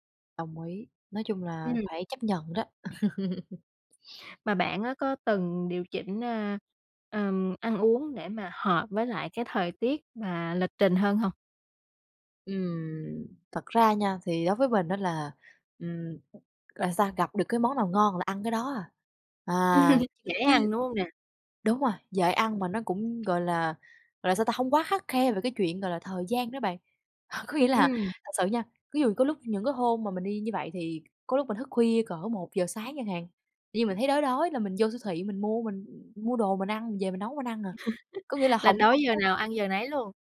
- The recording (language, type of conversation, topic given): Vietnamese, podcast, Bạn thay đổi thói quen ăn uống thế nào khi đi xa?
- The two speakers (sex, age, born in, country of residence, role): female, 20-24, Vietnam, Vietnam, guest; female, 20-24, Vietnam, Vietnam, host
- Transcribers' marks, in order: other background noise; tapping; laugh; laugh; laugh